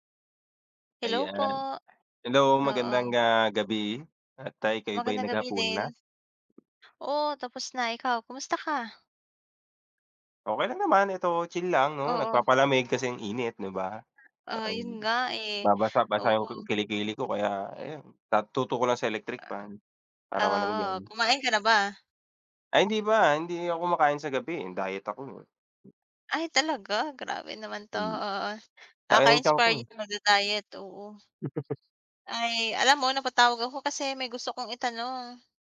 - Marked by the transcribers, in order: other background noise; tapping; background speech; unintelligible speech; chuckle
- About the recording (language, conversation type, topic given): Filipino, unstructured, Paano ninyo nilulutas ang mga hidwaan sa loob ng pamilya?